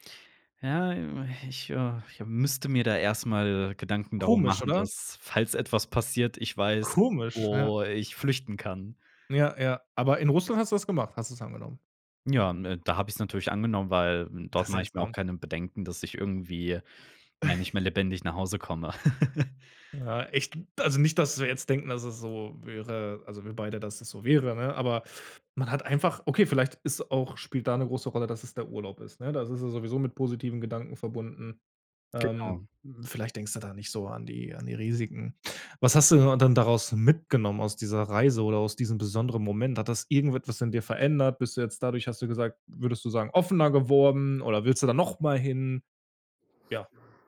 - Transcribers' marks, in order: chuckle; laugh
- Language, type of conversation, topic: German, podcast, Was war dein schönstes Reiseerlebnis und warum?
- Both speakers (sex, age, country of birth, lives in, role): male, 25-29, Germany, Germany, guest; male, 30-34, Germany, Germany, host